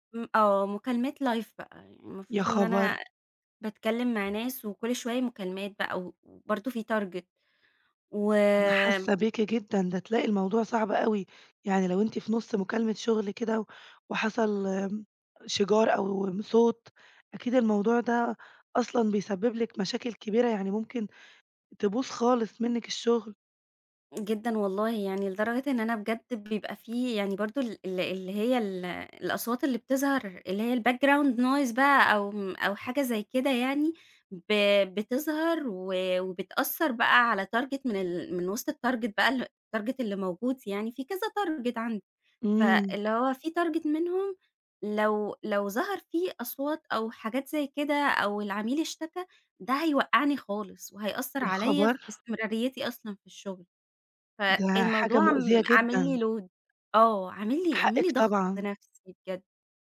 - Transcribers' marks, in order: in English: "لايف"; in English: "تارجت"; tapping; in English: "الbackground noise"; in English: "target"; in English: "الtarget"; in English: "الtarget"; in English: "target"; other background noise; in English: "target"; in English: "load"
- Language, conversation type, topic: Arabic, advice, إزاي المقاطعات الكتير في الشغل بتأثر على تركيزي وبتضيع وقتي؟